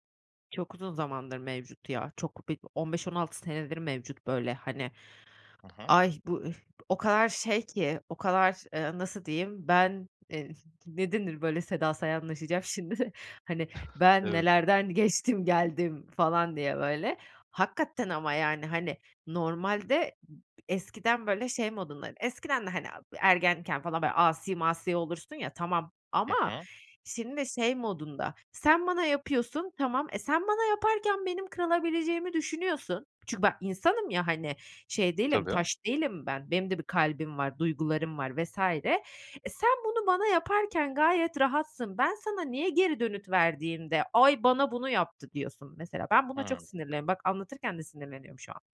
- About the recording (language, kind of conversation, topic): Turkish, advice, Açlık veya stresliyken anlık dürtülerimle nasıl başa çıkabilirim?
- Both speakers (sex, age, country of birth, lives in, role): female, 30-34, Turkey, Netherlands, user; male, 25-29, Turkey, Portugal, advisor
- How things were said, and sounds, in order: other background noise; laughing while speaking: "şimdi"; chuckle; tapping